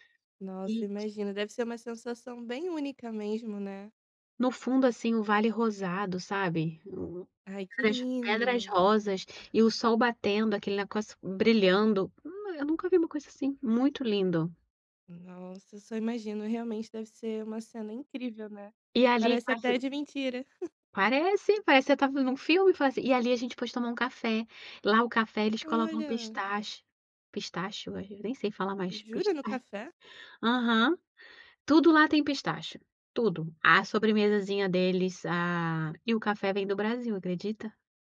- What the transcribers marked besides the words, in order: laugh
- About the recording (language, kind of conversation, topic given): Portuguese, podcast, Qual foi a melhor comida que você experimentou viajando?